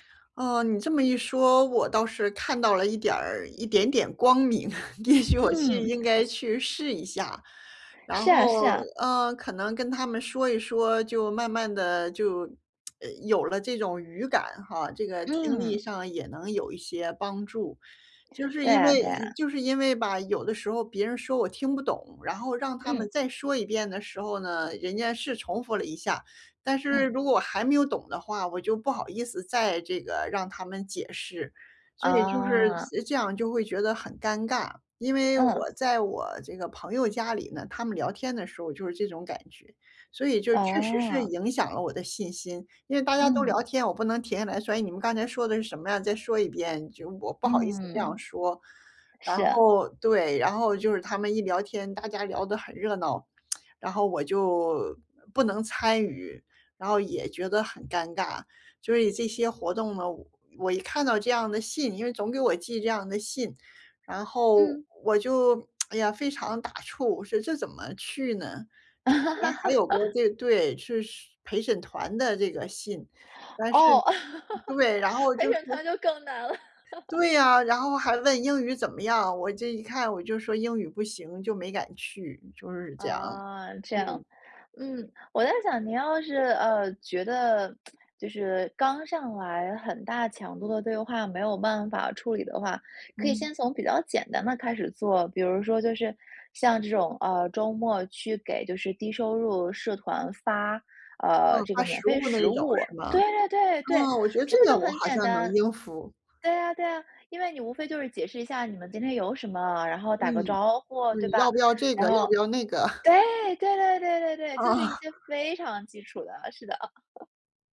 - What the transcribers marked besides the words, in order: laughing while speaking: "也许 我"; other background noise; lip smack; laugh; laugh; laughing while speaking: "陪审团就更难了"; laugh; tsk; laugh; laughing while speaking: "哦"; laugh
- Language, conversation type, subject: Chinese, advice, 如何克服用外语交流时的不确定感？
- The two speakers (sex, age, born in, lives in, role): female, 35-39, China, United States, advisor; female, 55-59, China, United States, user